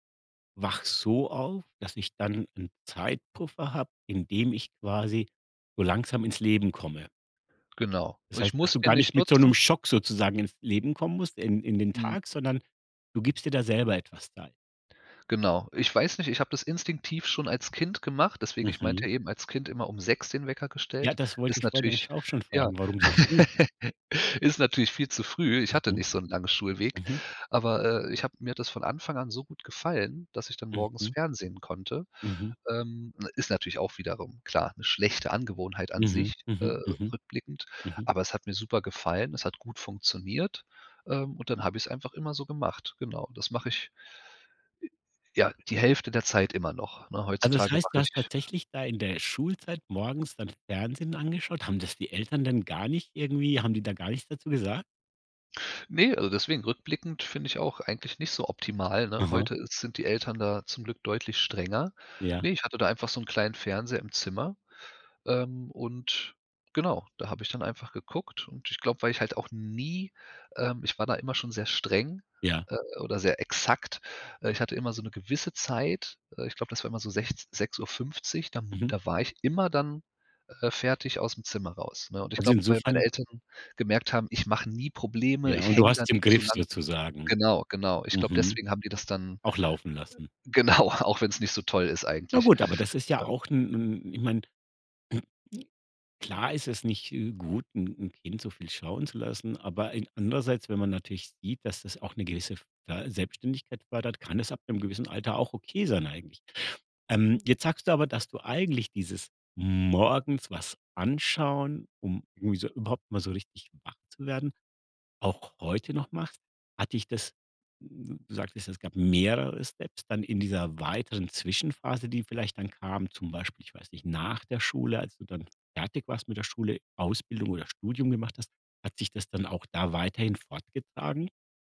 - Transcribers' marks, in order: laugh; other noise; other background noise; laughing while speaking: "genau"
- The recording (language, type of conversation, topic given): German, podcast, Was hilft dir, morgens wach und fit zu werden?